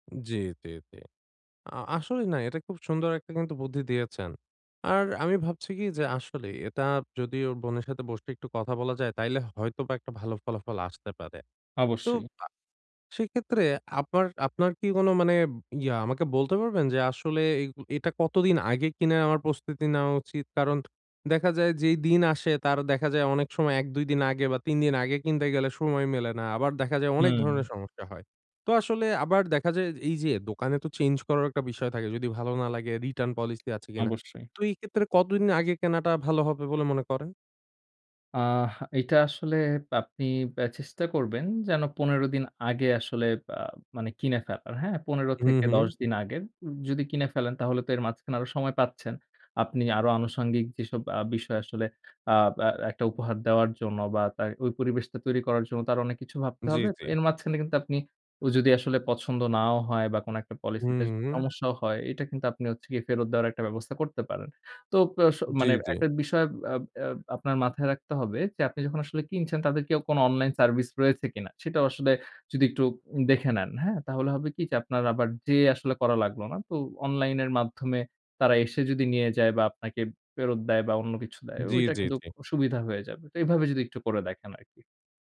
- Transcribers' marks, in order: other background noise; horn; tapping
- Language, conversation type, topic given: Bengali, advice, আমি কীভাবে উপযুক্ত উপহার বেছে নিয়ে প্রত্যাশা পূরণ করতে পারি?